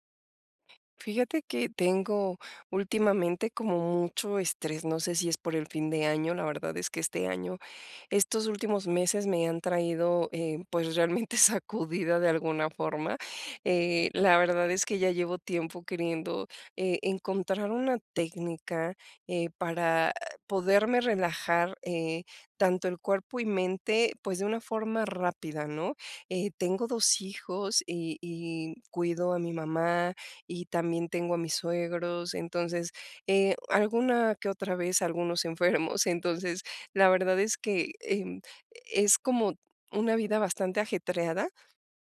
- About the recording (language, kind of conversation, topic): Spanish, advice, ¿Cómo puedo relajar el cuerpo y la mente rápidamente?
- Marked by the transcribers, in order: laughing while speaking: "realmente sacudida"; tapping; other background noise; laughing while speaking: "enfermos"